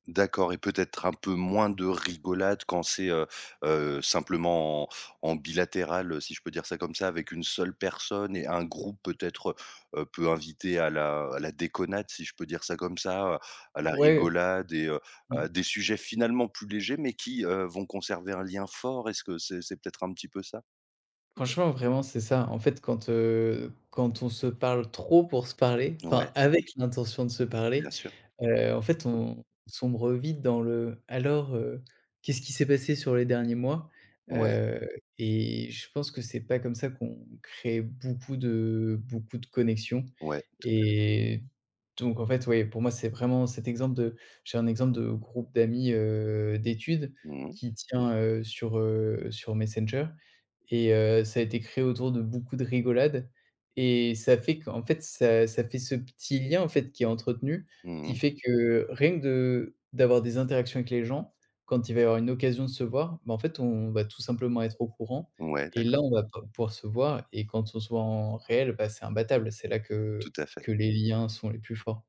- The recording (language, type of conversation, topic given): French, podcast, Est-ce que tu trouves que le temps passé en ligne nourrit ou, au contraire, vide les liens ?
- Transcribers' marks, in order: tapping; other background noise; drawn out: "Et"